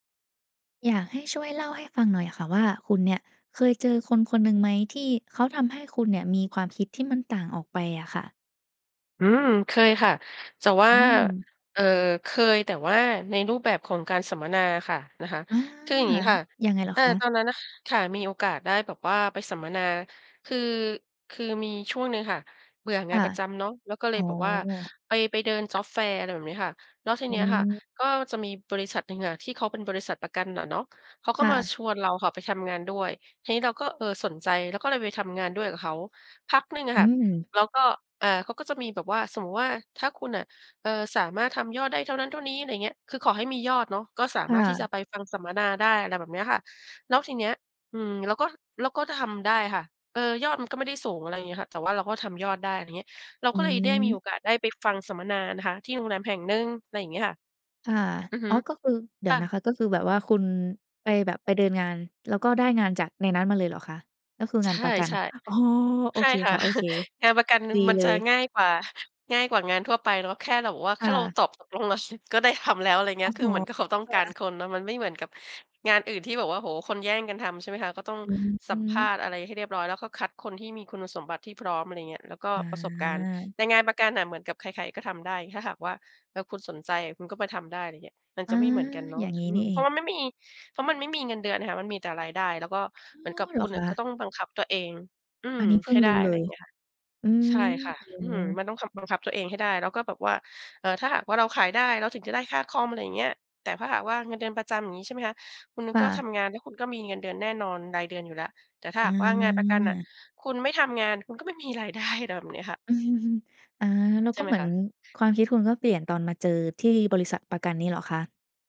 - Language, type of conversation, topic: Thai, podcast, เคยมีคนคนหนึ่งที่ทำให้คุณเปลี่ยนมุมมองหรือความคิดไปไหม?
- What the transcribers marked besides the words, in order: tapping; chuckle; chuckle; other background noise